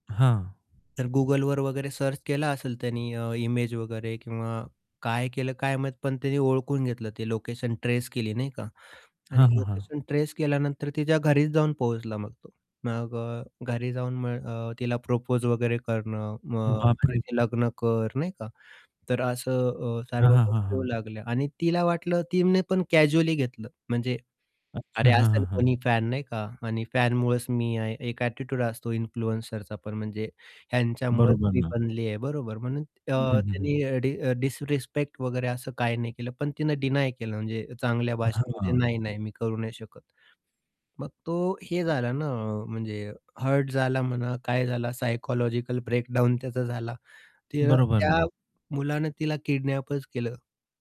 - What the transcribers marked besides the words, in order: other background noise; in English: "सर्च"; tapping; distorted speech; in English: "प्रपोज"; static; in English: "कॅज्युअली"; in English: "एटिट्यूड"; in English: "इन्फ्लुएन्सरचा"; in English: "डीनाय"
- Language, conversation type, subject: Marathi, podcast, सोशल मिडियावर तुम्ही तुमची ओळख कशी तयार करता?